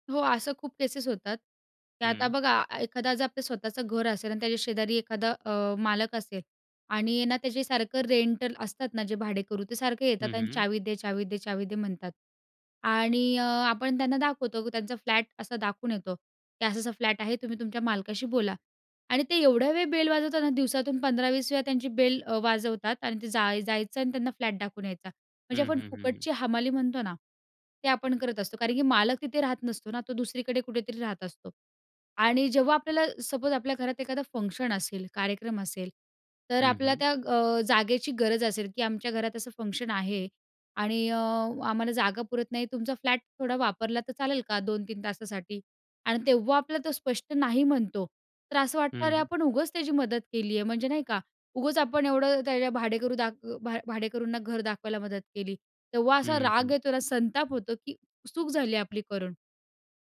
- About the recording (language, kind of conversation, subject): Marathi, podcast, दुसऱ्यांना मदत केल्यावर तुला कसं वाटतं?
- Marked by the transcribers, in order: in English: "केसेस"; in English: "रेंटल"; in English: "फ्लॅट"; in English: "फ्लॅट"; in English: "बेल"; in English: "बेल"; in English: "फ्लॅट"; in English: "सपोज"; in English: "फंक्शन"; in English: "फंक्शन"; in English: "फ्लॅट"